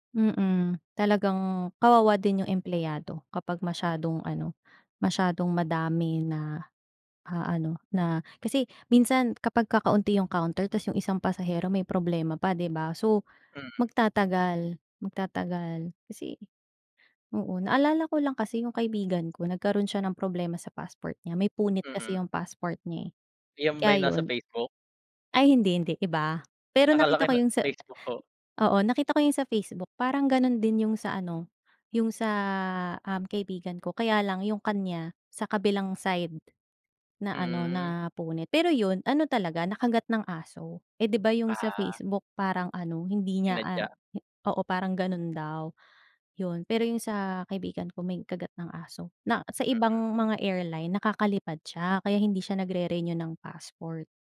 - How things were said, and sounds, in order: tapping
- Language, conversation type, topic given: Filipino, unstructured, Ano ang pinakanakakairita mong karanasan sa pagsusuri ng seguridad sa paliparan?